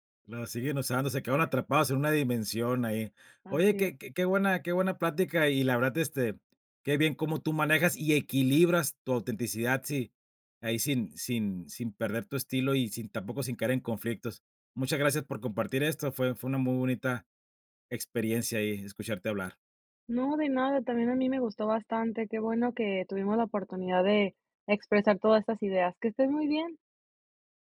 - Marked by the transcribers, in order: none
- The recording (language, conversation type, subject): Spanish, podcast, ¿Cómo equilibras autenticidad y expectativas sociales?